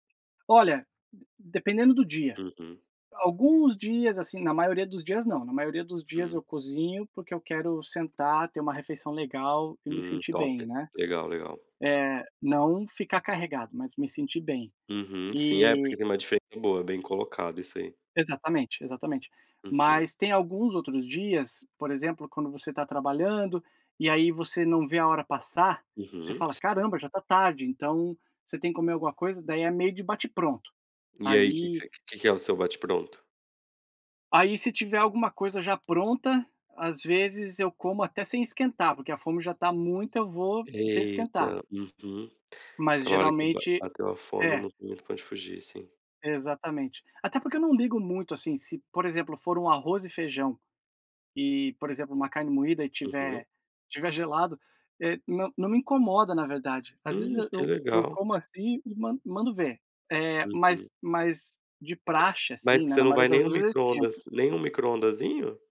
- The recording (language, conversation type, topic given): Portuguese, unstructured, Qual comida simples te traz mais conforto?
- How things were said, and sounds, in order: tapping; other noise